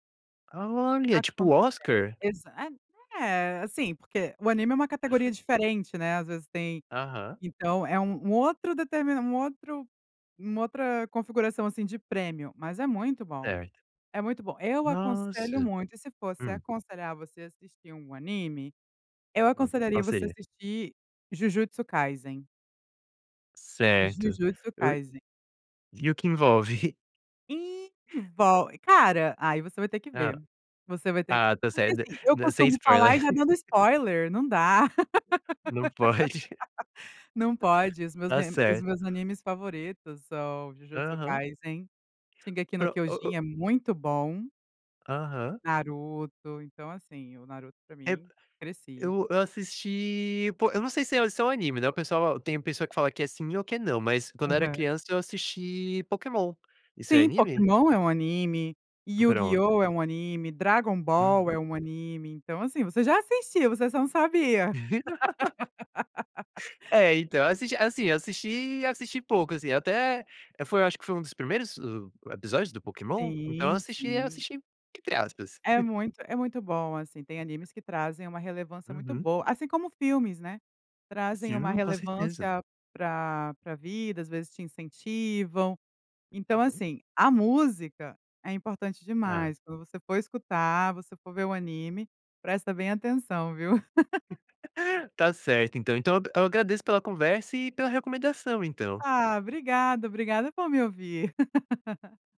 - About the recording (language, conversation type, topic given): Portuguese, podcast, Por que as trilhas sonoras são tão importantes em um filme?
- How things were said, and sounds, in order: laugh; unintelligible speech; laugh; laugh; laugh; laugh; tapping; laugh; laugh